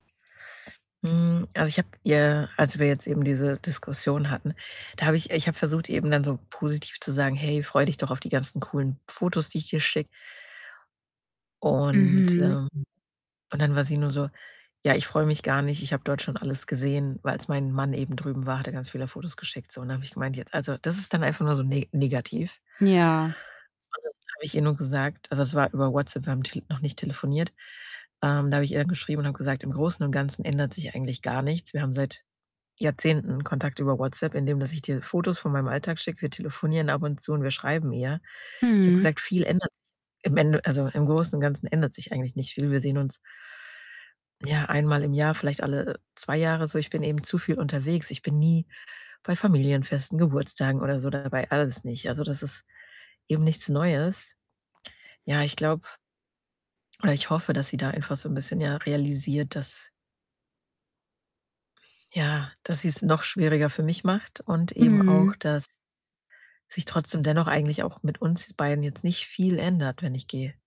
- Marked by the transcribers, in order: other background noise; distorted speech
- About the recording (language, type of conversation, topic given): German, advice, Wie kann ich Grenzen zwischen Fürsorge und Selbstschutz setzen, ohne meine Angehörigen zu verletzen?